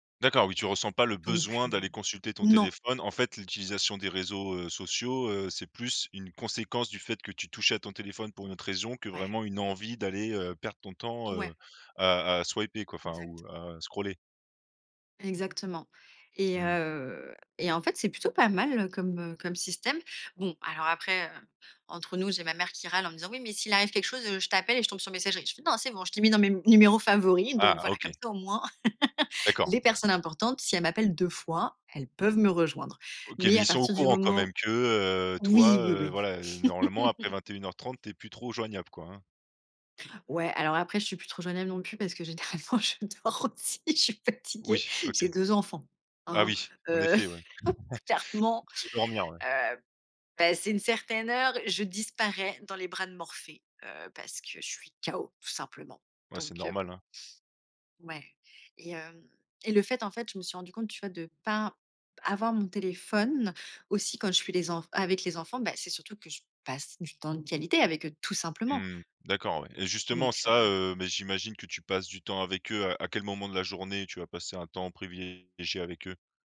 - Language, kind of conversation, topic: French, podcast, Qu’est-ce que tu gagnes à passer du temps sans téléphone ?
- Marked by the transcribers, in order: stressed: "besoin"; laugh; laugh; laughing while speaking: "généralement, je dors aussi, je suis fatiguée !"; chuckle; laughing while speaking: "clairement"